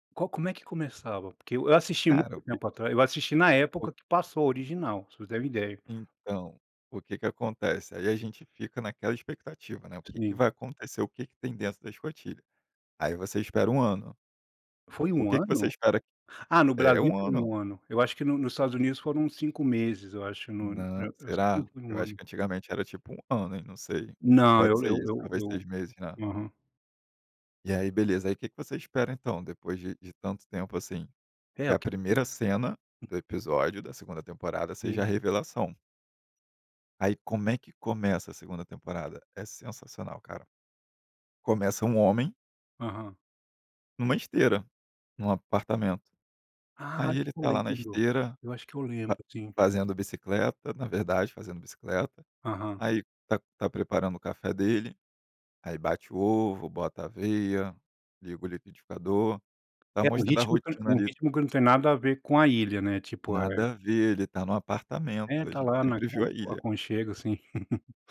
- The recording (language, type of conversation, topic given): Portuguese, podcast, O que faz uma série ter aquele efeito “viciante”?
- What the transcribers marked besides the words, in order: unintelligible speech; tapping; laugh